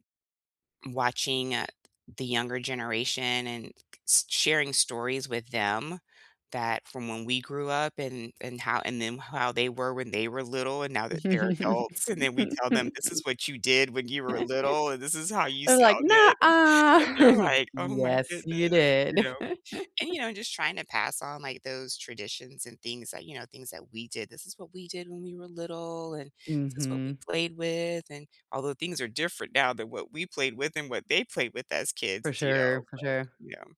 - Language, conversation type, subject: English, unstructured, What traditions from your childhood home do you still keep, and why do they matter?
- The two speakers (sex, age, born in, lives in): female, 45-49, United States, United States; female, 55-59, United States, United States
- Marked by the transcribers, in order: other background noise; laugh; laugh; put-on voice: "Nuh-uh"; laughing while speaking: "I'm like"; put-on voice: "Yes, you did"; chuckle; put-on voice: "This is what we did … we played with"